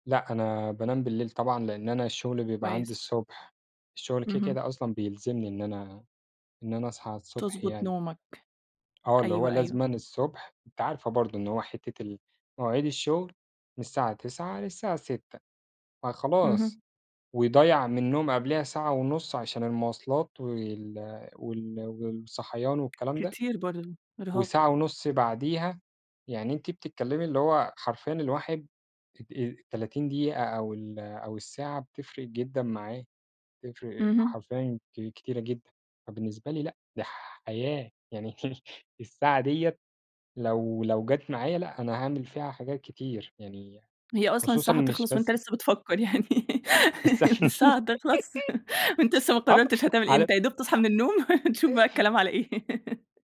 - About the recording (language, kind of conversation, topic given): Arabic, podcast, لو ادّوك ساعة زيادة كل يوم، هتستغلّها إزاي؟
- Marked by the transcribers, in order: tapping; laughing while speaking: "يعني"; other background noise; laughing while speaking: "يعني الساعة هتخلص، وأنت لسه … الكلام على إيه"; laugh; laughing while speaking: "اس آه، على"; laugh; laugh; unintelligible speech; laugh